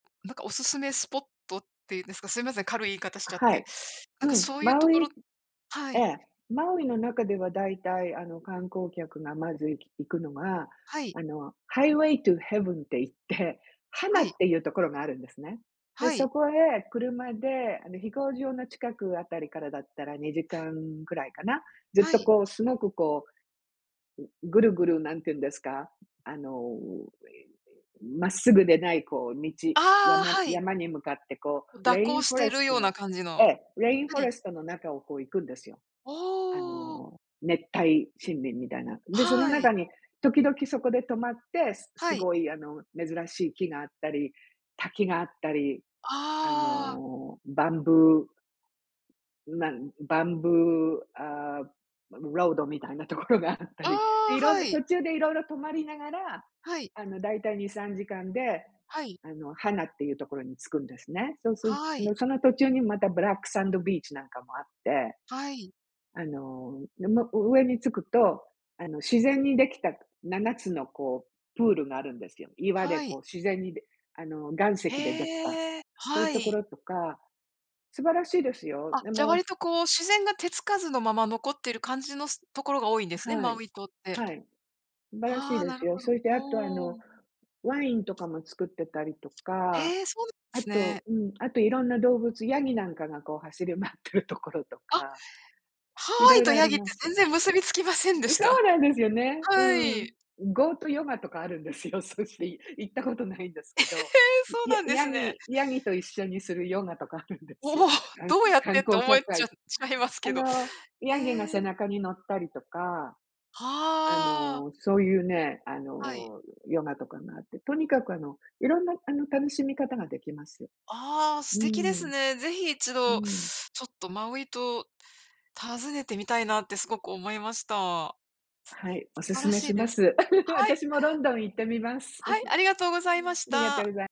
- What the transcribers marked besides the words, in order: in English: "ハイウェイトゥーヘブン"; in English: "レインフォレスト"; in English: "レインフォレスト"; in English: "バンブー"; in English: "バンブー"; tapping; in English: "ゴートヨガ"; laughing while speaking: "あるんですよ。そし"; laughing while speaking: "え、へえ"; laugh; laugh; chuckle
- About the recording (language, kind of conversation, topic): Japanese, unstructured, あなたにとって特別な思い出がある旅行先はどこですか？